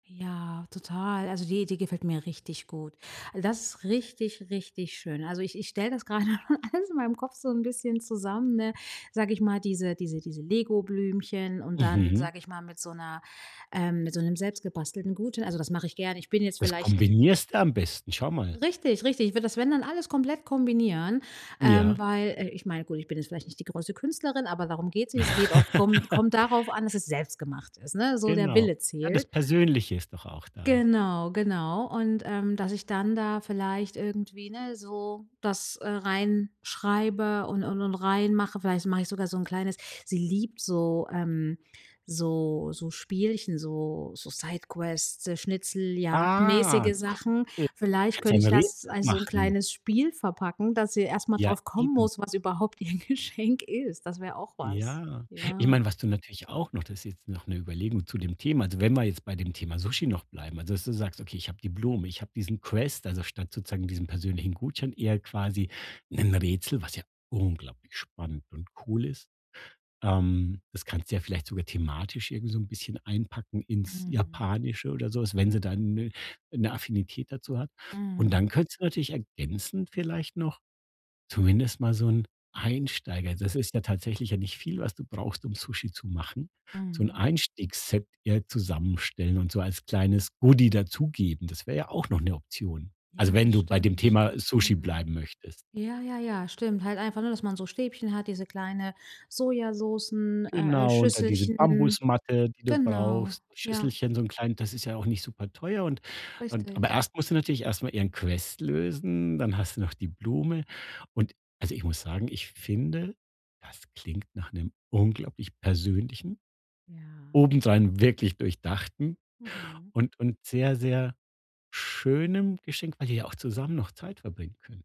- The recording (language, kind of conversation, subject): German, advice, Welche persönlichen, durchdachten Geschenkideen eignen sich für jemanden, der schwer zu beschenken ist?
- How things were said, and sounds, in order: chuckle; laugh; in English: "Sidequests"; surprised: "Ah"; laughing while speaking: "ihr Geschenk"; in English: "Quest"; in English: "Quest"